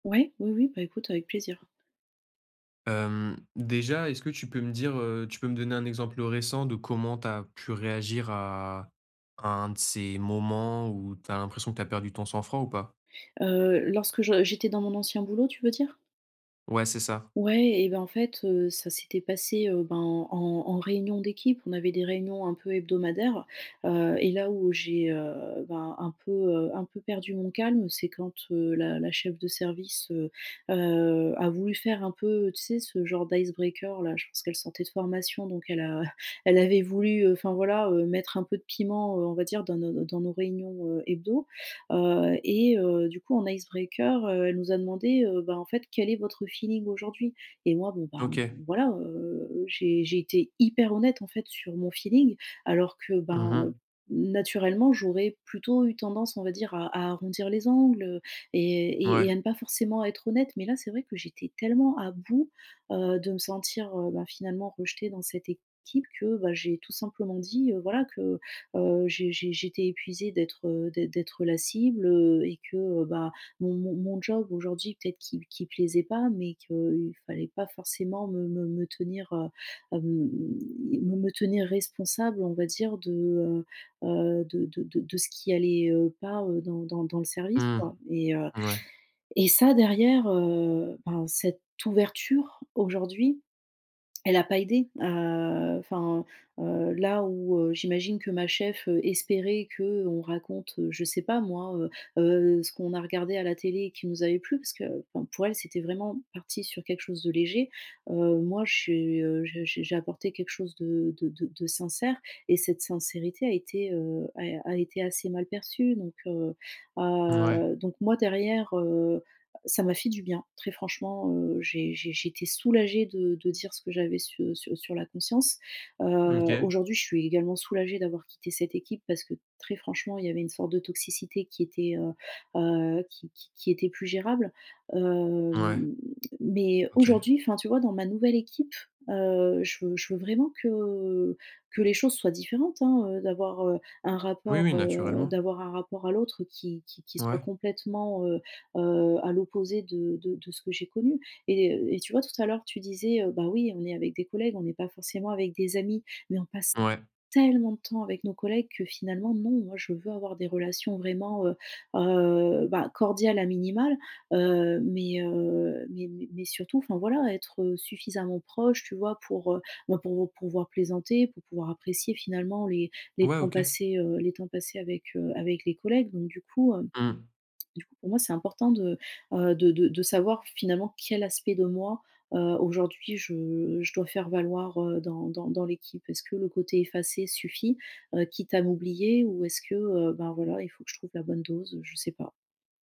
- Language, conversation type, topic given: French, advice, Comment puis-je m’affirmer sans nuire à mes relations professionnelles ?
- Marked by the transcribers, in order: in English: "icebreaker"; chuckle; in English: "icebreaker"; stressed: "hyper"; tapping; stressed: "tellement"